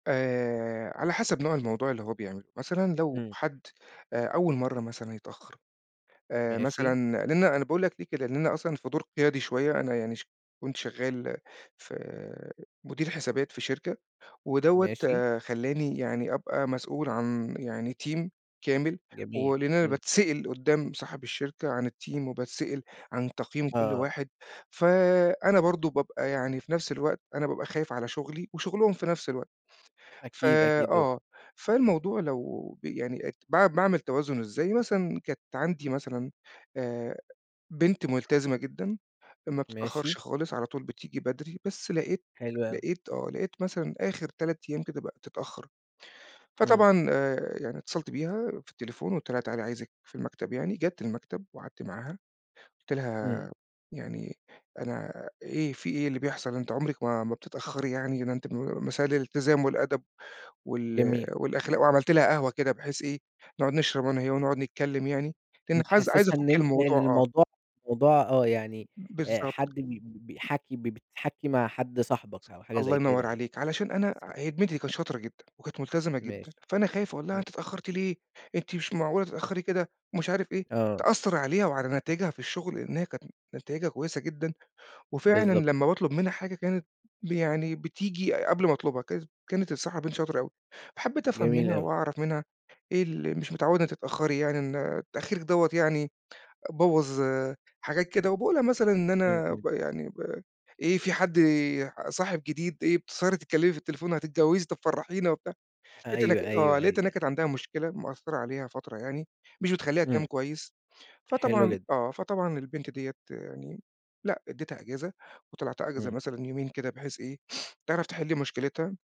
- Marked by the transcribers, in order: in English: "تيم"; in English: "التيم"; unintelligible speech; unintelligible speech; unintelligible speech
- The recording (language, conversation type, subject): Arabic, podcast, إزاي تدي ملاحظة بنّاءة من غير ما تزعل حد؟